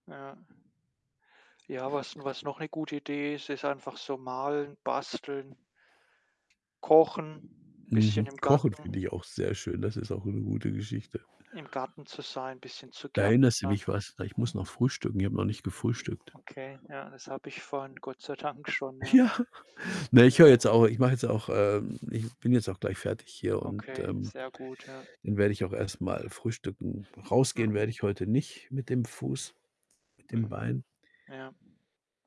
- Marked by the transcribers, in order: other background noise; laughing while speaking: "Dank"; laughing while speaking: "Ja"; static
- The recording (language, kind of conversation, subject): German, unstructured, Gibt es eine Aktivität, die dir hilft, Stress abzubauen?